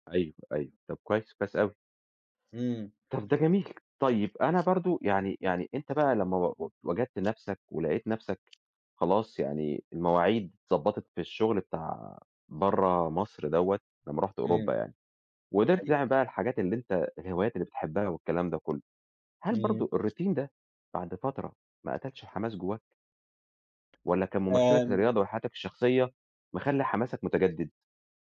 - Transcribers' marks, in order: other background noise; tapping; in English: "الRoutine"
- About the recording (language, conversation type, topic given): Arabic, podcast, إزاي بتتعامل مع الروتين اللي بيقتل حماسك؟